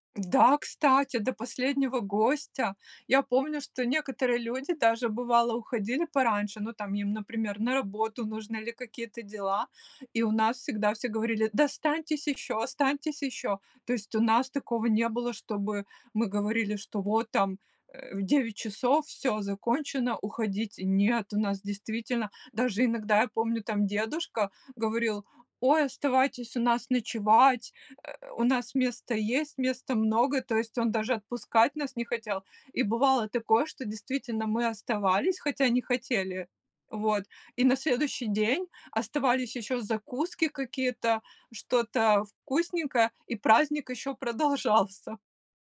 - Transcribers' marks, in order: tapping
- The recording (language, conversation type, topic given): Russian, podcast, Как проходили семейные праздники в твоём детстве?